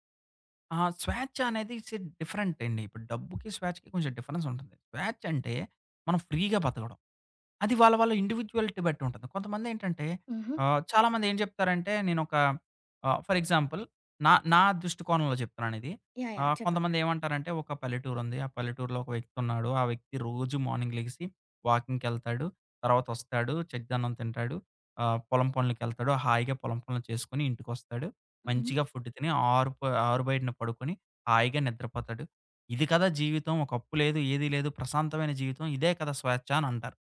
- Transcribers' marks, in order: in English: "ఇట్స్ ఎ డిఫరెంట్"; in English: "డిఫరెన్స్"; in English: "ఫ్రీగా"; in English: "ఇండివిడ్యువ్యాలిటీ"; in English: "ఫర్ ఎగ్జాంపుల్"; tapping; in English: "మార్నింగ్"; in English: "వాకింగ్‌కెళ్తాడు"; in English: "ఫుడ్"
- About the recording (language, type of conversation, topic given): Telugu, podcast, డబ్బు లేదా స్వేచ్ఛ—మీకు ఏది ప్రాధాన్యం?